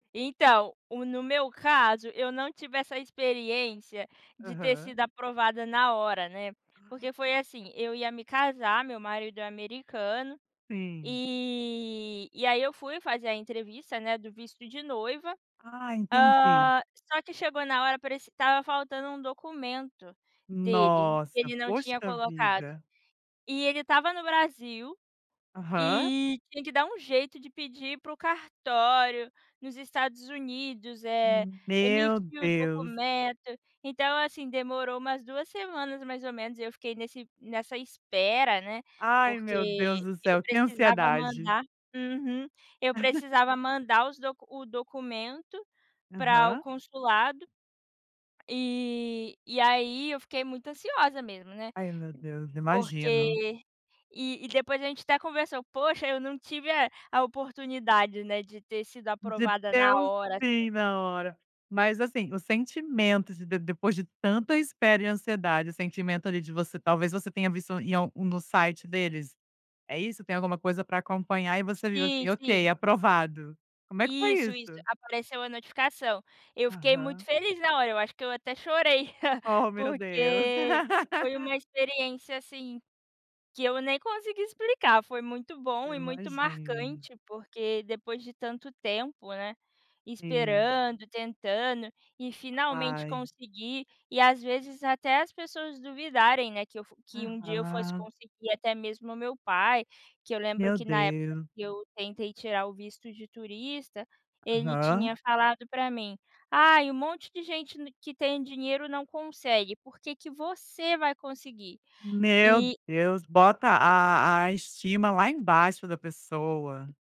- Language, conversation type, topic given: Portuguese, podcast, Para você, sucesso é mais felicidade ou reconhecimento?
- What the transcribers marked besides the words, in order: giggle; tapping; chuckle; laugh